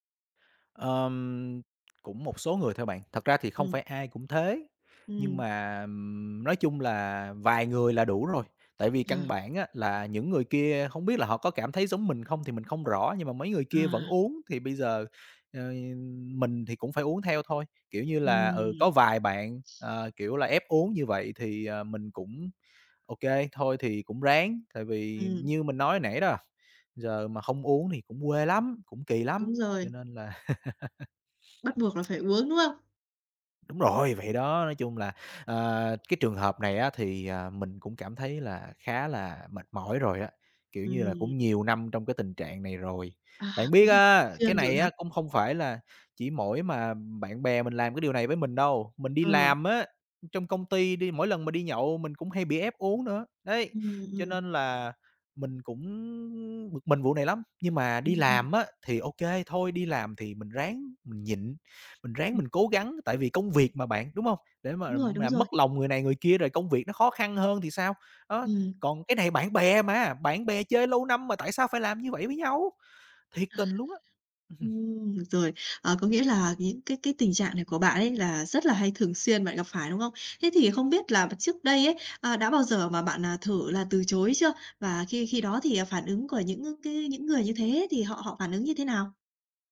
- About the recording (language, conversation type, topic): Vietnamese, advice, Tôi nên làm gì khi bị bạn bè gây áp lực uống rượu hoặc làm điều mình không muốn?
- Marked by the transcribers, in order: tapping; other background noise; laugh; unintelligible speech